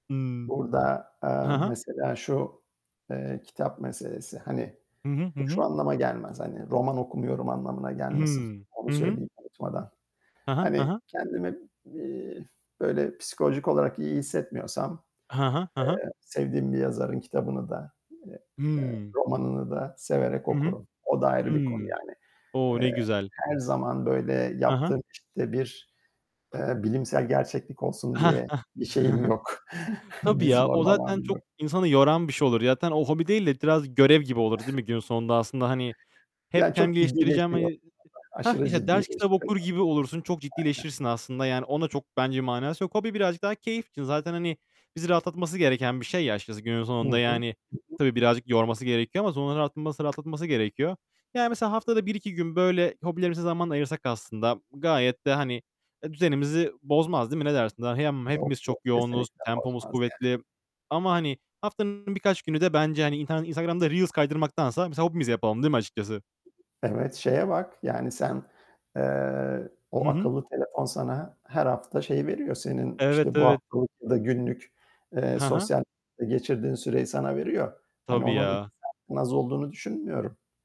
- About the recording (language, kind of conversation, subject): Turkish, unstructured, Hangi hobin seni en çok rahatlatıyor?
- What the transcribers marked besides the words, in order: static; chuckle; tapping; other noise; distorted speech; unintelligible speech; unintelligible speech